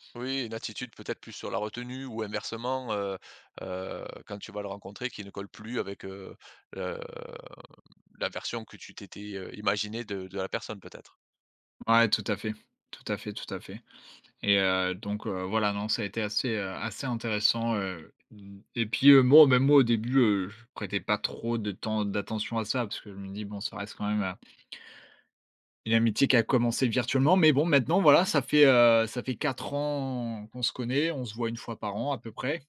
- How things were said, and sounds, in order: drawn out: "le"; stressed: "quatre"
- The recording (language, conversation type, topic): French, podcast, Comment transformer un contact en ligne en une relation durable dans la vraie vie ?